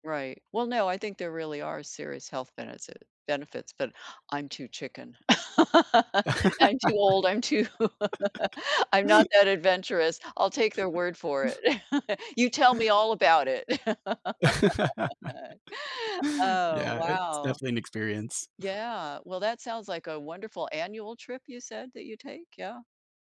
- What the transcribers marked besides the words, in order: laugh; laughing while speaking: "too"; chuckle; laugh; chuckle; other background noise; laugh
- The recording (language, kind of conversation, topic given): English, unstructured, Do you prefer mountains, beaches, or forests, and why?